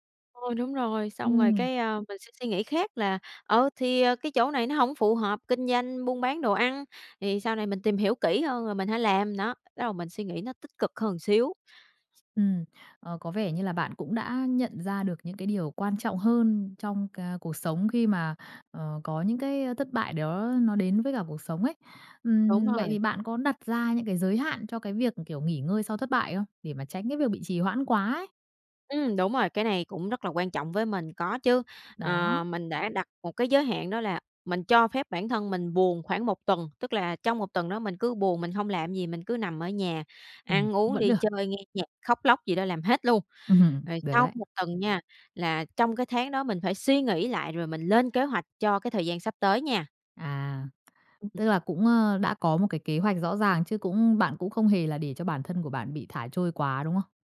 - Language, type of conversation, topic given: Vietnamese, podcast, Khi thất bại, bạn thường làm gì trước tiên để lấy lại tinh thần?
- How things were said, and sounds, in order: other background noise; laughing while speaking: "Ừm"; tapping